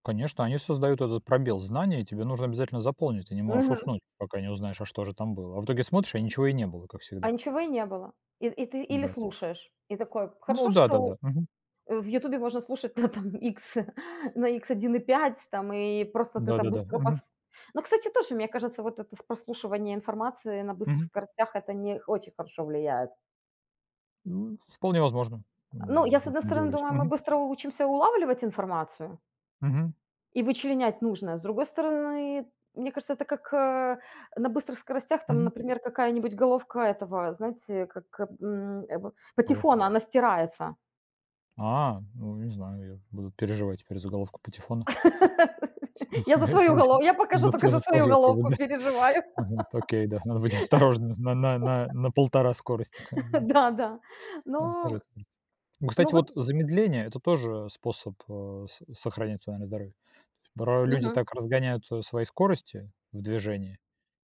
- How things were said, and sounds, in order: laughing while speaking: "там, икс"; laugh; laughing while speaking: "Я за свою голов я пока что только за свою головку переживаю"; laugh; laugh; chuckle
- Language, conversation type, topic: Russian, unstructured, Как ты каждый день заботишься о своём эмоциональном здоровье?